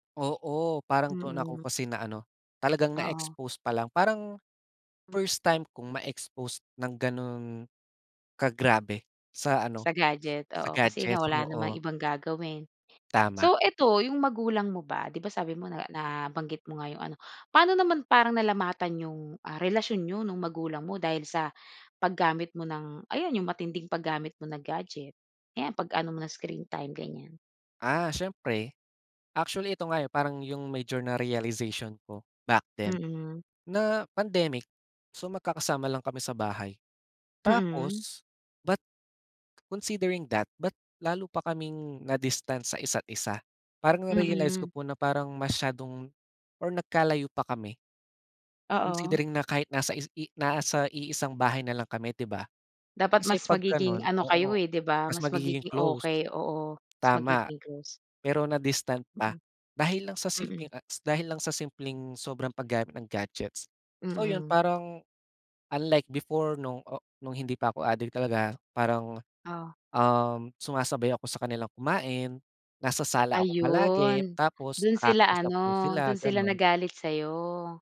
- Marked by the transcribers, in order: other background noise; tapping; other noise
- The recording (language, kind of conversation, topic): Filipino, podcast, Paano mo binabalanse ang oras mo sa paggamit ng mga screen at ang pahinga?